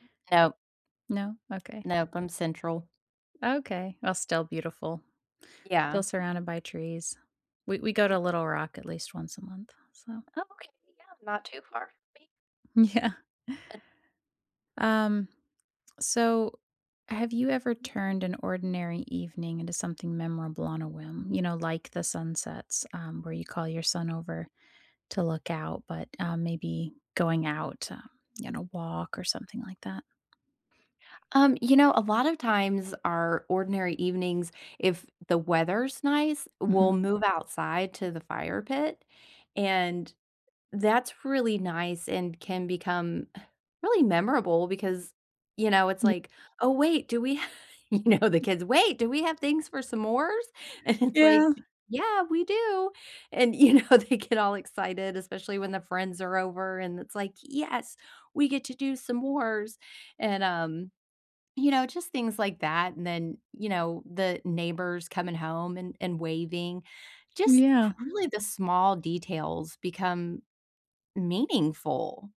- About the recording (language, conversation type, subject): English, unstructured, How can I make moments meaningful without overplanning?
- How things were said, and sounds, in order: laughing while speaking: "yeah"; tapping; laugh; background speech; chuckle; laughing while speaking: "you know"; put-on voice: "Wait, do we have things for s'mores?"; other background noise; laughing while speaking: "and it's like"; put-on voice: "Yeah, we do"; laughing while speaking: "you know, they get all excited"; put-on voice: "Yes. We get to do s'mores"